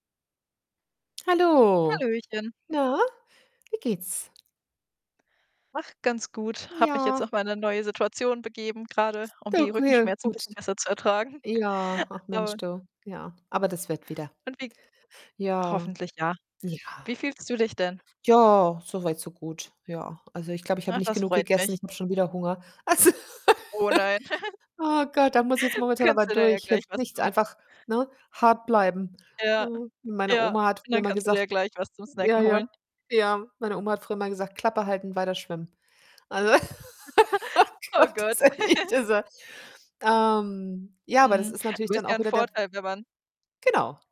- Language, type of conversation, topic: German, unstructured, Wie stehst du zum Homeoffice und zum Arbeiten von zu Hause?
- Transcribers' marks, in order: joyful: "Hallo. Na"; drawn out: "Ja"; unintelligible speech; distorted speech; laughing while speaking: "ertragen"; other background noise; unintelligible speech; giggle; laughing while speaking: "also"; laugh; tapping; giggle; laughing while speaking: "Oh Gott"; laugh; laughing while speaking: "oh Gott, ist echt, dieser"; giggle